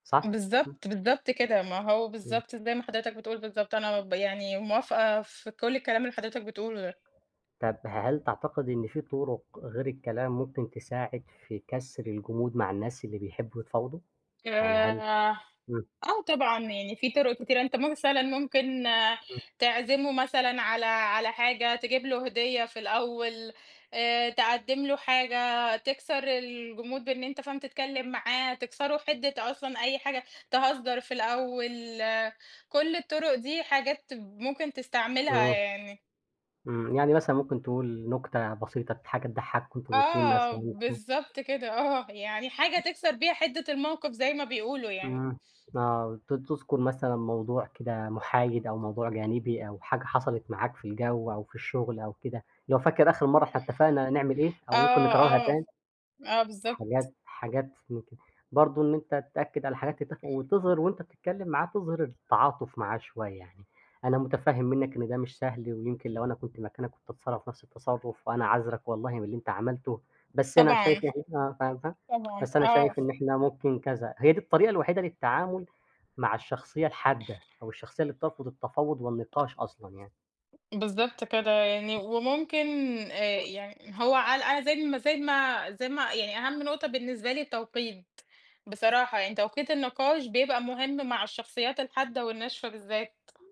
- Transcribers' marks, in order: horn; tapping; other background noise
- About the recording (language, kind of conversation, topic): Arabic, unstructured, إزاي تتعامل مع شخص رافض يتفاوض؟
- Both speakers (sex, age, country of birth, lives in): female, 25-29, Egypt, Egypt; male, 25-29, Egypt, Egypt